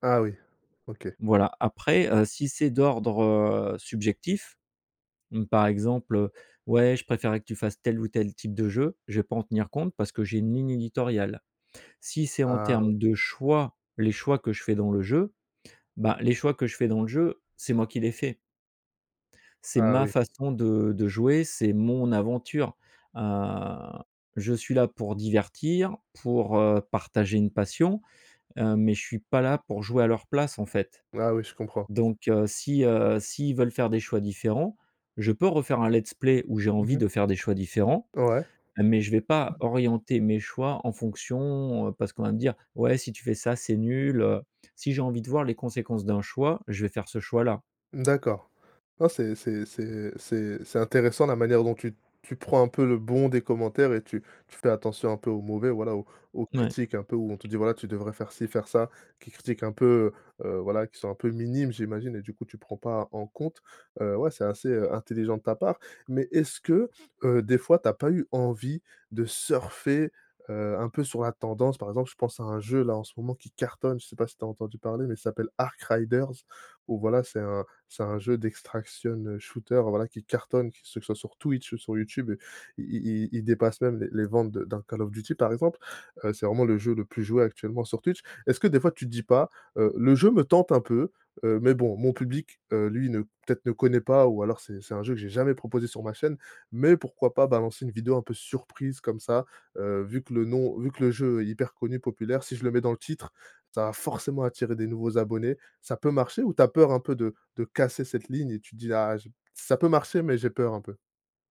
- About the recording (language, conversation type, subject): French, podcast, Comment gères-tu les critiques quand tu montres ton travail ?
- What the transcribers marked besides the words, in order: stressed: "choix"; drawn out: "Heu"; in English: "let's play"; tapping; stressed: "surfer"; stressed: "cartonne"; in English: "extraction shooter"; stressed: "surprise"; stressed: "forcément"; stressed: "casser"